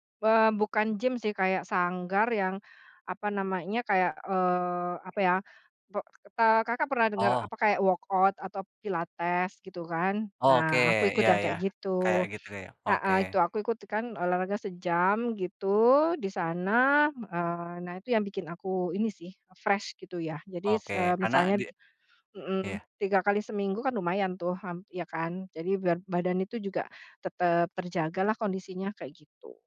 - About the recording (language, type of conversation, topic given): Indonesian, podcast, Bagaimana kamu memulai hari agar tetap produktif saat di rumah?
- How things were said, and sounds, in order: in English: "workout"; in English: "fresh"